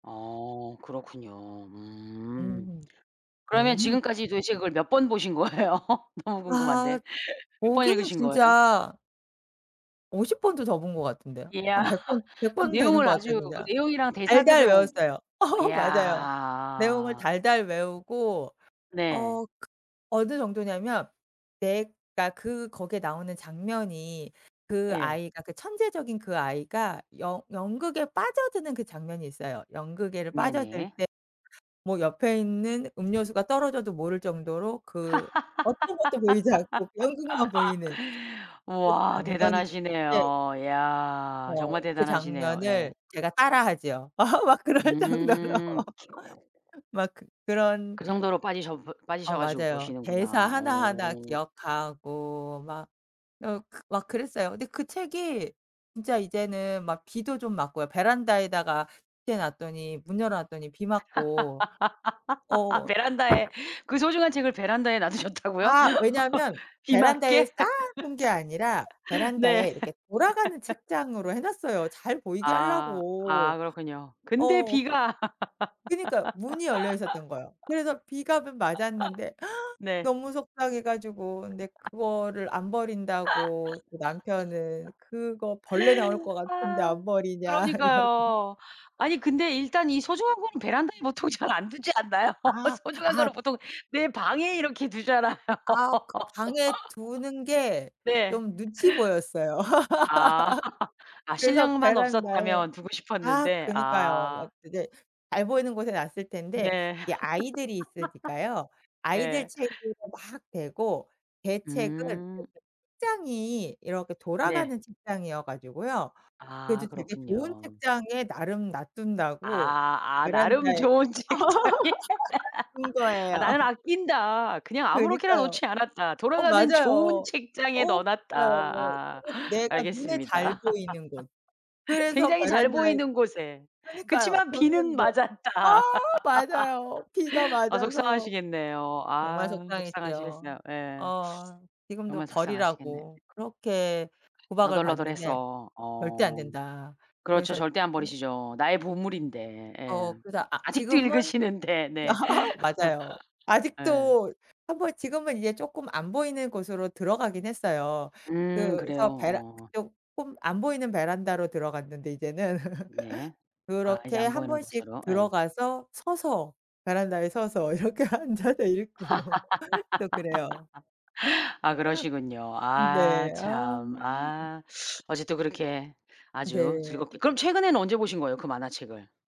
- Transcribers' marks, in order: other background noise; laughing while speaking: "거예요?"; laugh; tapping; laugh; laugh; laugh; laughing while speaking: "막 그럴 정도로"; other noise; laugh; unintelligible speech; laugh; laughing while speaking: "베란다에"; laughing while speaking: "놔두셨다고요?"; laugh; laugh; gasp; laugh; laughing while speaking: "버리냐. 이러고"; laugh; laughing while speaking: "잘 안 두지 않나요?"; laugh; laughing while speaking: "두잖아요"; laugh; laugh; laughing while speaking: "책장에"; laugh; laughing while speaking: "둔 거예요"; laugh; laughing while speaking: "맞았다"; laugh; laugh; laughing while speaking: "읽으시는데"; laugh; laugh; laughing while speaking: "이렇게 앉아서 읽고"; laugh; laugh
- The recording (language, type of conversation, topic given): Korean, podcast, 어릴 때 즐겨 보던 만화나 TV 프로그램은 무엇이었나요?